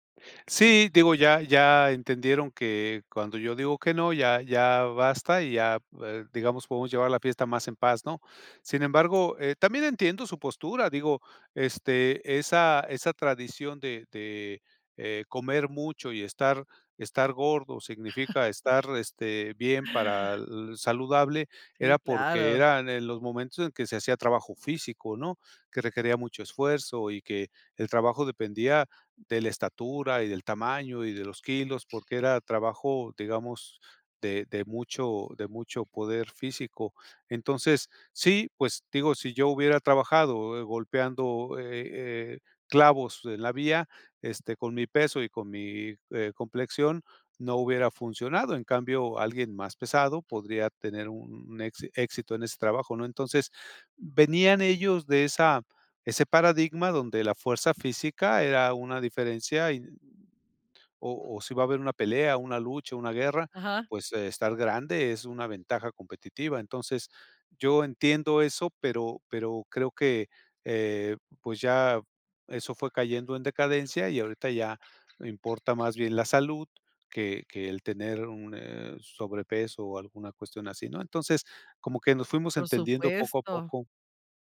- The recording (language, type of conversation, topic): Spanish, podcast, ¿Cómo identificas el hambre real frente a los antojos emocionales?
- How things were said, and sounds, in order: chuckle